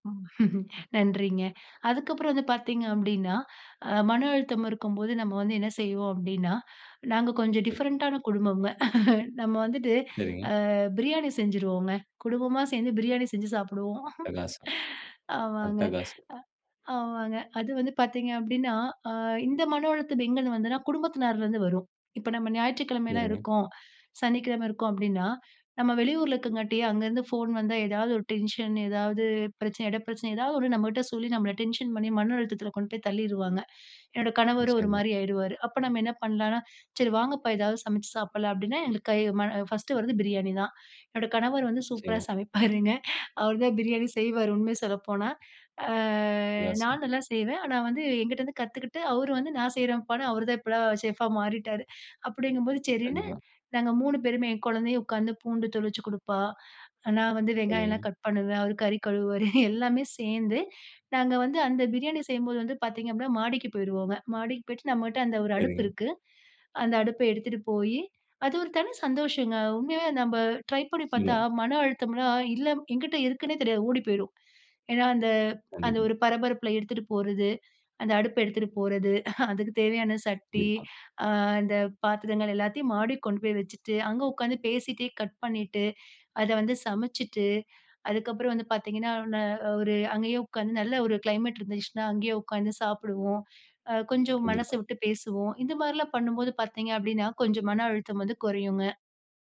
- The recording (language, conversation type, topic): Tamil, podcast, மனஅழுத்தத்தை குறைக்க வீட்டிலேயே செய்யக்கூடிய எளிய பழக்கங்கள் என்ன?
- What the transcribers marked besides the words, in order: in English: "டிஃபரண்டான"; chuckle; laughing while speaking: "பிரியாணி செஞ்சுருவோங்க. குடும்பமா சேந்து பிரியாணி செஞ்சு சாப்டுவோம்"; surprised: "அட்டகாசம்! அட்டகாசம்!"; in English: "டென்ஷன்"; other background noise; in English: "டென்ஷன்"; laughing while speaking: "என்னுடைய கணவர் வந்து சூப்பரா சமைப்பாருங்க. அவர் தான் பிரியாணி செய்வாரு உண்மய சொல்லப்போனா"; in English: "சேஃப்பா"; chuckle; in English: "ட்ரை"; chuckle; in English: "கிளைமெட்"